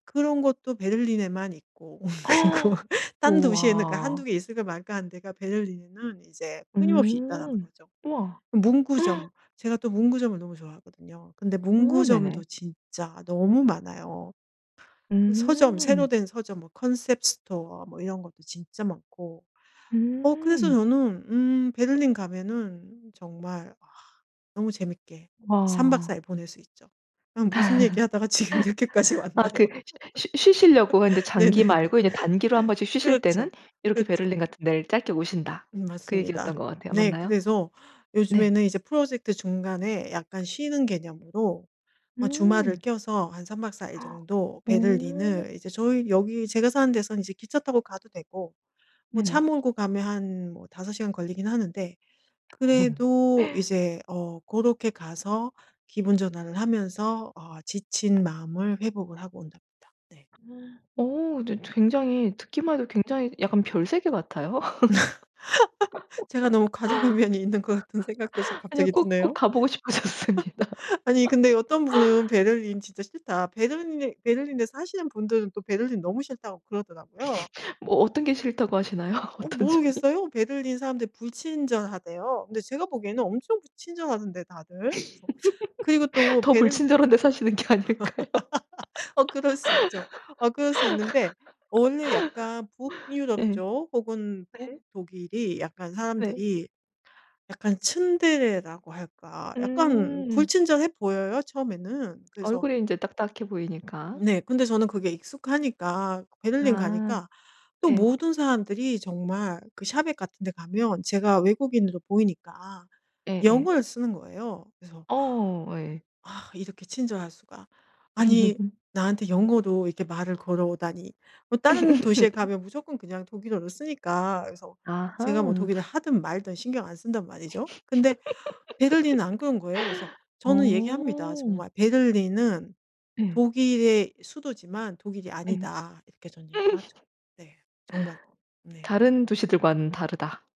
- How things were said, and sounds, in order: gasp; laugh; laughing while speaking: "그리고"; laugh; gasp; in English: "concept store"; laugh; laughing while speaking: "지금 이렇게까지 왔나요? 네네네"; laugh; gasp; other background noise; laugh; laugh; laughing while speaking: "과장한 면이 있는 것 같은"; laugh; laughing while speaking: "싶어졌습니다"; laugh; laugh; laughing while speaking: "하시나요? 어떤 점이?"; laugh; laughing while speaking: "더 불친절한 데 사시는 게 아닐까요?"; laugh; laugh; in Japanese: "츤데레라고"; in English: "shop에"; gasp; laugh; laugh; laugh; laugh
- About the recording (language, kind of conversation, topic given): Korean, podcast, 일에 지칠 때 주로 무엇으로 회복하나요?